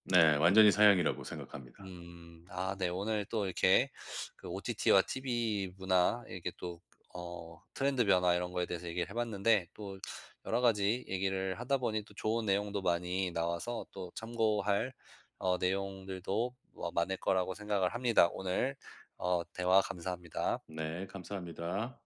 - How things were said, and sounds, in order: tapping; other background noise
- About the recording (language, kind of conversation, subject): Korean, podcast, ott 같은 온라인 동영상 서비스가 TV 시청과 제작 방식을 어떻게 바꿨다고 보시나요?